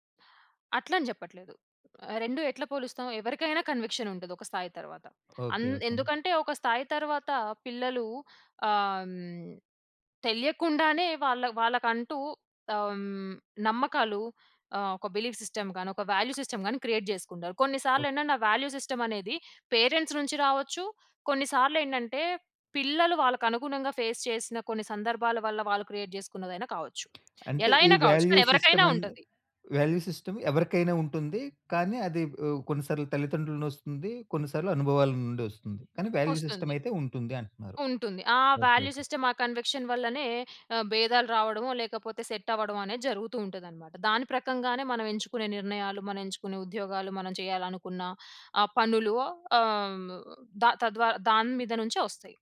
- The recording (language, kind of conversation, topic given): Telugu, podcast, ఉద్యోగాన్ని ఎన్నుకోవడంలో కుటుంబం పెట్టే ఒత్తిడి గురించి మీరు చెప్పగలరా?
- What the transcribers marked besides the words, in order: in English: "కన్విక్షన్"; in English: "బిలీవ్ సిస్టమ్"; in English: "వాల్యూ సిస్టమ్"; in English: "క్రియేట్"; in English: "వాల్యూ"; in English: "పేరెంట్స్"; in English: "ఫేస్"; in English: "క్రియేట్"; tapping; in English: "వాల్యూ సిస్టమ్ అండ్ వాల్యూ సిస్టమ్"; in English: "వాల్యూ"; in English: "వాల్యూ సిస్టమ్"; in English: "కన్విక్షన్"; in English: "సెట్"